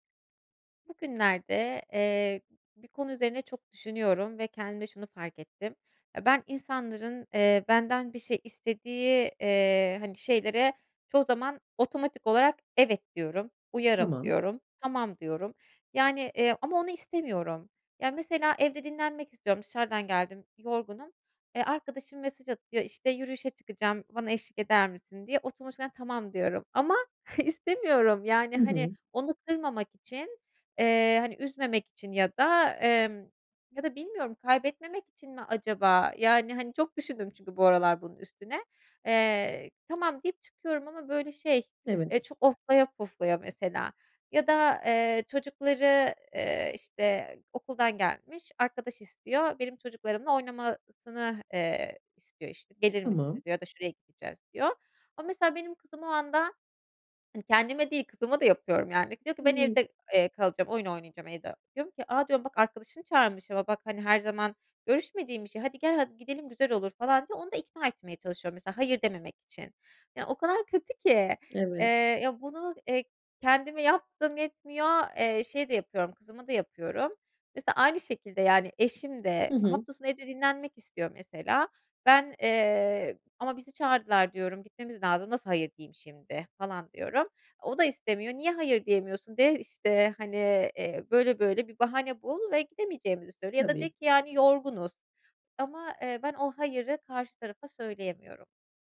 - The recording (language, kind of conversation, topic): Turkish, advice, Başkalarının taleplerine sürekli evet dediğim için sınır koymakta neden zorlanıyorum?
- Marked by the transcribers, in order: other background noise; laughing while speaking: "istemiyorum"; tapping